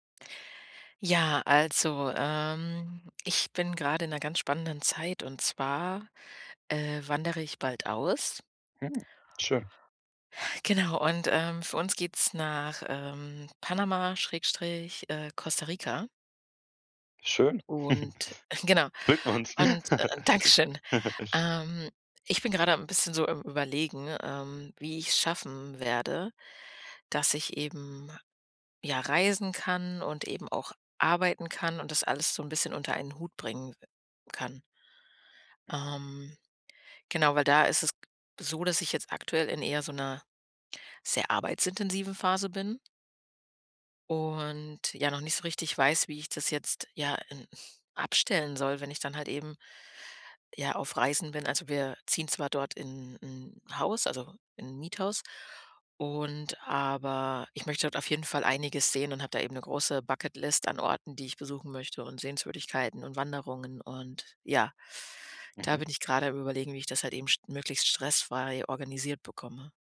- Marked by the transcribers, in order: laughing while speaking: "genau"; chuckle; laughing while speaking: "Dankeschön"; chuckle; snort; in English: "Bucket List"
- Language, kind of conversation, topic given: German, advice, Wie plane ich eine Reise stressfrei und ohne Zeitdruck?
- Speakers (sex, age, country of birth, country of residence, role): female, 30-34, Germany, Germany, user; male, 18-19, Germany, Germany, advisor